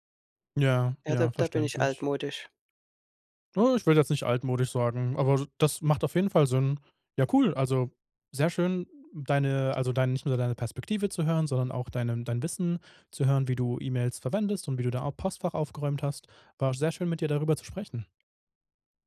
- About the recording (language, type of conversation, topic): German, podcast, Wie hältst du dein E-Mail-Postfach dauerhaft aufgeräumt?
- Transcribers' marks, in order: other background noise